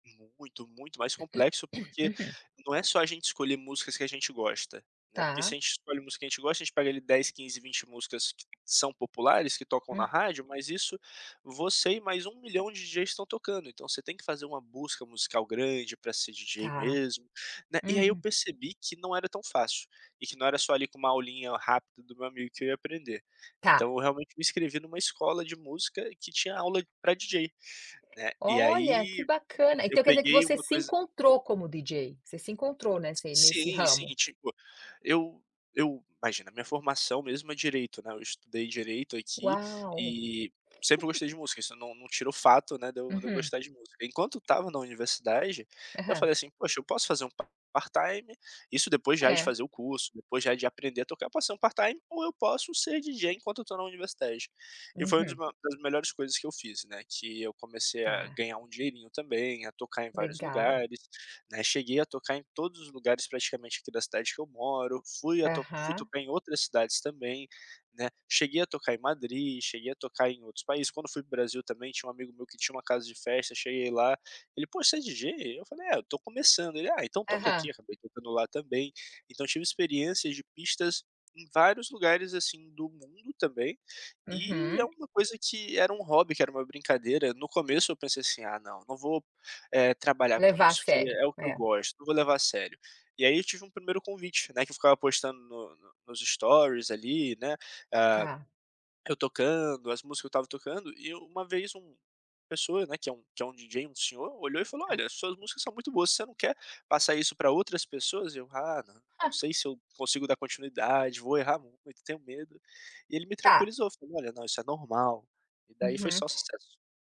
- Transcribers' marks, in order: throat clearing; chuckle
- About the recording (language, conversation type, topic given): Portuguese, podcast, Você já transformou um hobby em profissão? Como foi essa experiência?